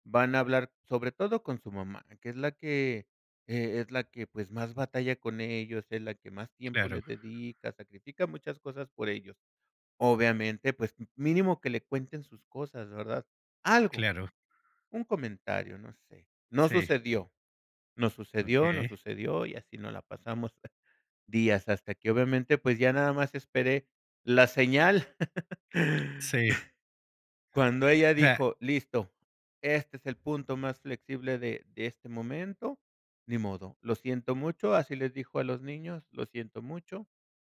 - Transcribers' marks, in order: chuckle; laugh
- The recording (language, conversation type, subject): Spanish, podcast, ¿Qué reglas pones para usar la tecnología en la mesa?